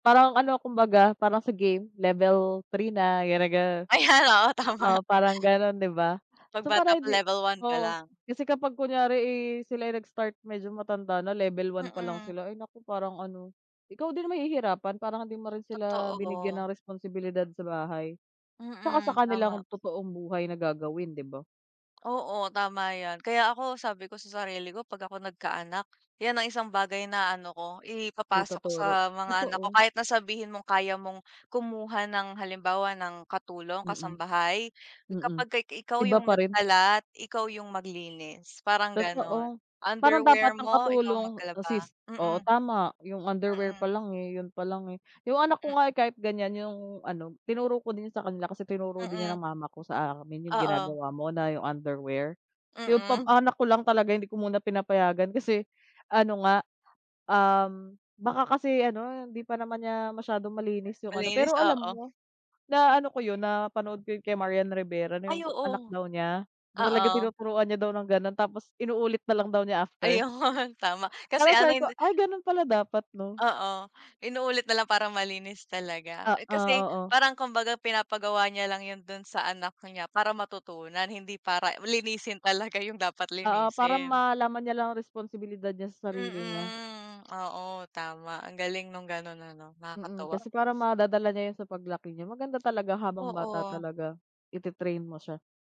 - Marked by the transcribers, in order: other background noise; laughing while speaking: "Ayan, oo, tama"; laughing while speaking: "Ayun"
- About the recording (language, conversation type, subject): Filipino, unstructured, Anong gawaing-bahay ang pinakagusto mong gawin?
- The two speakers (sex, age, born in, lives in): female, 25-29, Philippines, Philippines; female, 30-34, United Arab Emirates, Philippines